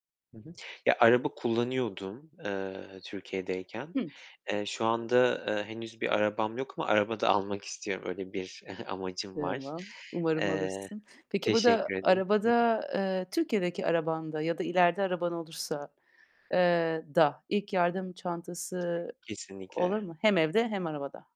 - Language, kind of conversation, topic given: Turkish, podcast, İlk yardım çantana neler koyarsın ve bunları neden seçersin?
- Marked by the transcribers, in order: tapping; chuckle; other background noise